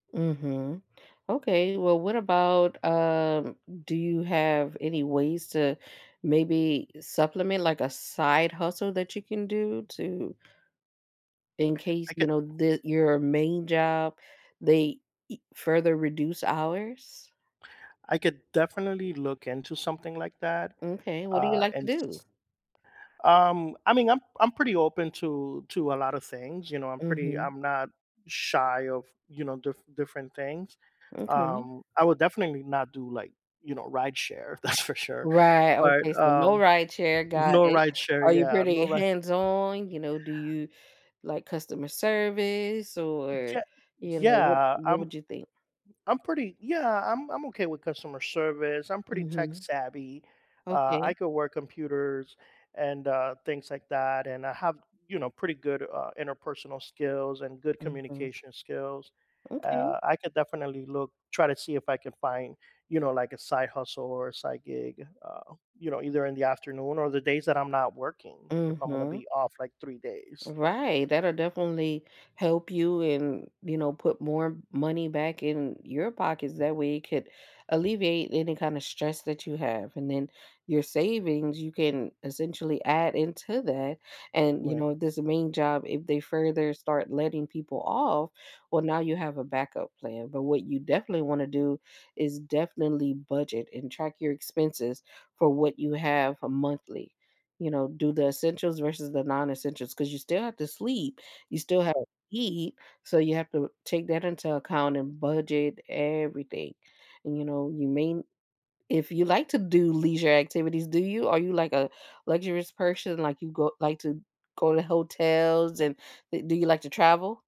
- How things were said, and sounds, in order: other background noise; tapping; laughing while speaking: "that's"; laughing while speaking: "no"; stressed: "everything"
- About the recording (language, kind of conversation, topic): English, advice, How can I reduce anxiety and regain stability when I'm worried about money?
- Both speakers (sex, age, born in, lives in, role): female, 35-39, United States, United States, advisor; male, 45-49, United States, United States, user